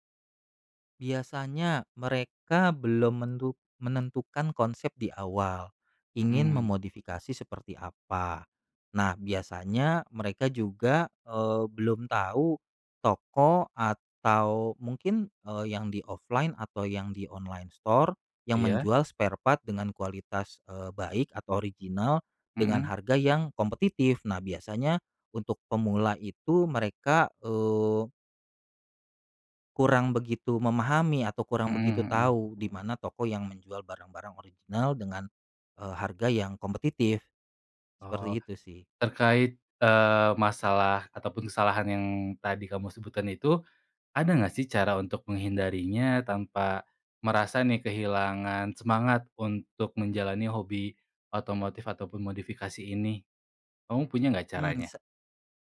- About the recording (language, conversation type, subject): Indonesian, podcast, Tips untuk pemula yang ingin mencoba hobi ini
- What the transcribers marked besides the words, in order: in English: "offline"; in English: "online store"; in English: "spare part"